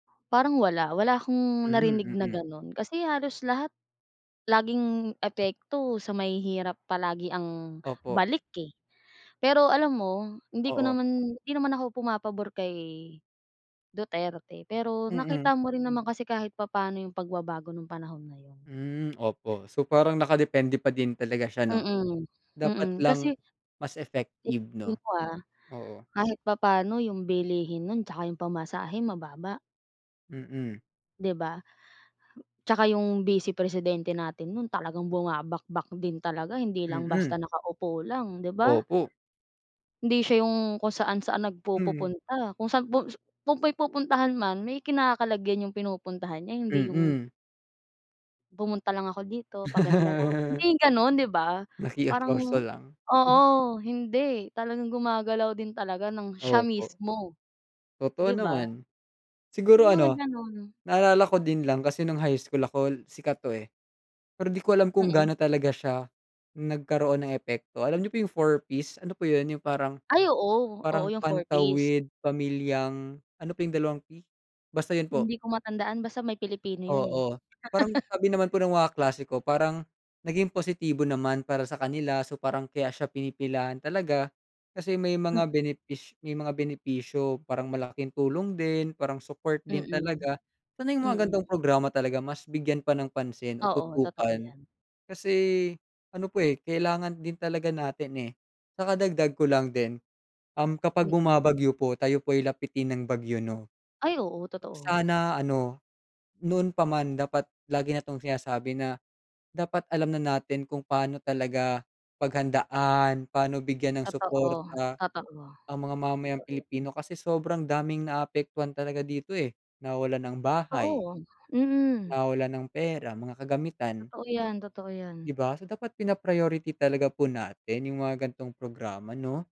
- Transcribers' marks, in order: laugh; chuckle; laugh
- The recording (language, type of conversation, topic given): Filipino, unstructured, Paano nakaapekto ang politika sa buhay ng mga mahihirap?
- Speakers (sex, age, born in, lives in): female, 25-29, Philippines, Philippines; male, 20-24, Philippines, Philippines